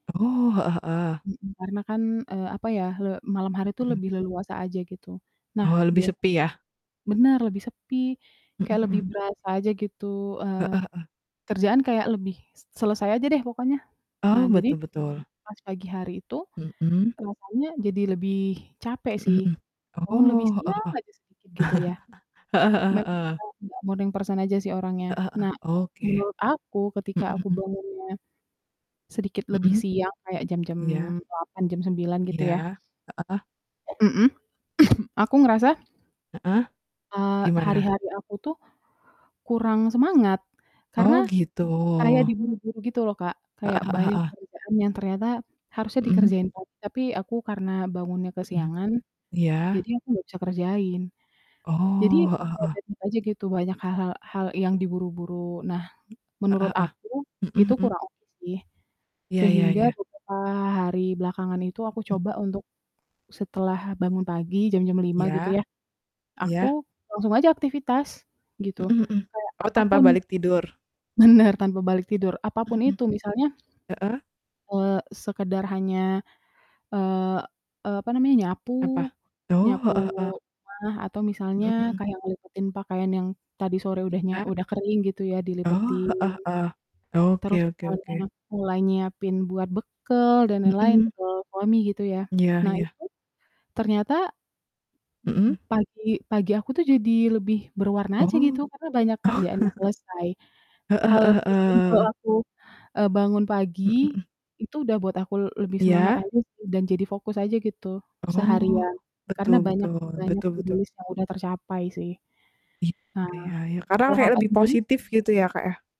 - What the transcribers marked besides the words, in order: distorted speech; static; other background noise; tapping; chuckle; in English: "morning person"; cough; unintelligible speech; mechanical hum; unintelligible speech; chuckle; in English: "to do list"
- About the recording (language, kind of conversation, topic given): Indonesian, unstructured, Kebiasaan pagi apa yang paling membantumu memulai hari?